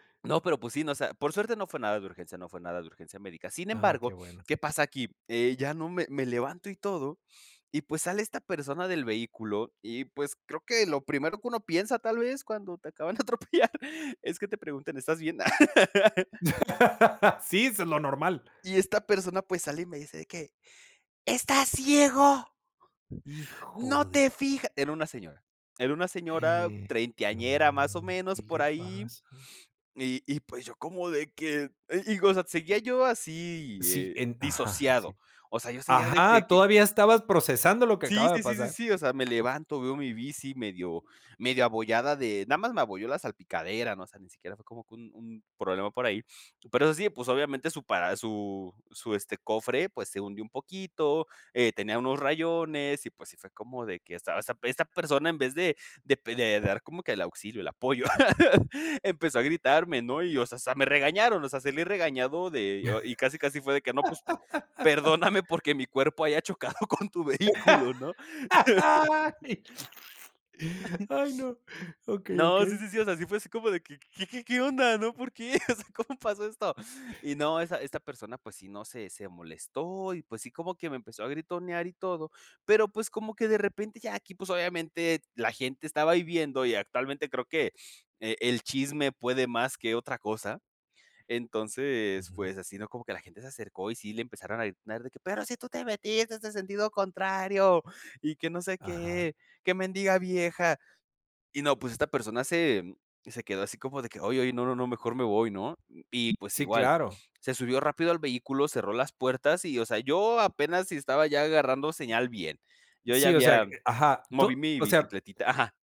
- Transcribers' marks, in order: laughing while speaking: "atropellar"; laugh; chuckle; laugh; laugh; laughing while speaking: "chocado con tu vehículo"; laugh; chuckle; other background noise; laughing while speaking: "¿Qué qué onda? ¿no? ¿Por qué?"; chuckle
- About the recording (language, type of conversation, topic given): Spanish, podcast, ¿Qué accidente recuerdas, ya sea en bicicleta o en coche?